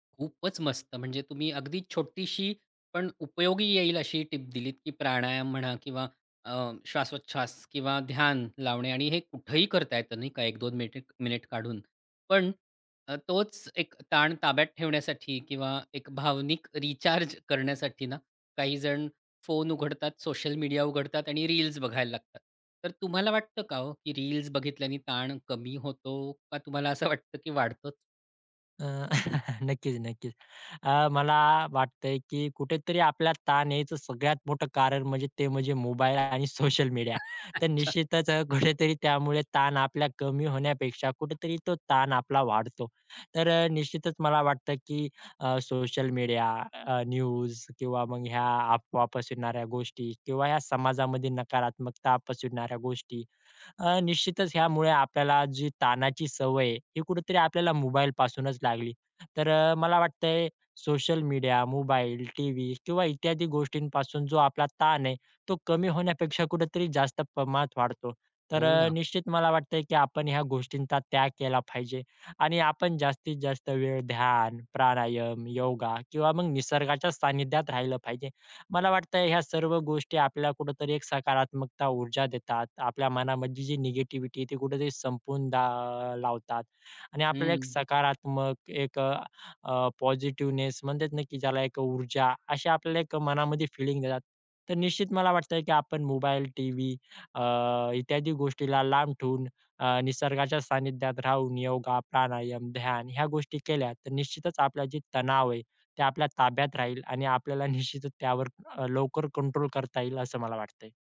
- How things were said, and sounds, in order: laughing while speaking: "रिचार्ज"; laughing while speaking: "असं वाटतं की"; laugh; laughing while speaking: "सोशल"; chuckle; laughing while speaking: "कुठेतरी"; tapping; laughing while speaking: "निश्चितच"
- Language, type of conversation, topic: Marathi, podcast, तणाव ताब्यात ठेवण्यासाठी तुमची रोजची पद्धत काय आहे?